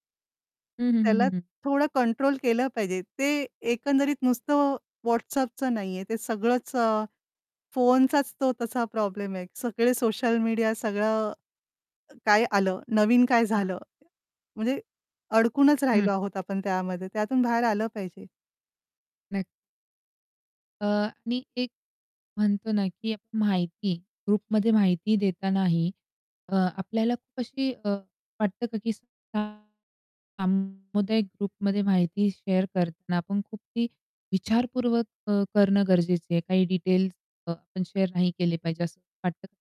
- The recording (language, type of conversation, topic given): Marathi, podcast, इंटरनेटवरील समुदायात विश्वास कसा मिळवता?
- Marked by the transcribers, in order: distorted speech; other background noise; in English: "ग्रुपमध्ये"; in English: "ग्रुपमध्ये"; in English: "शेअर"; tapping; in English: "शेअर"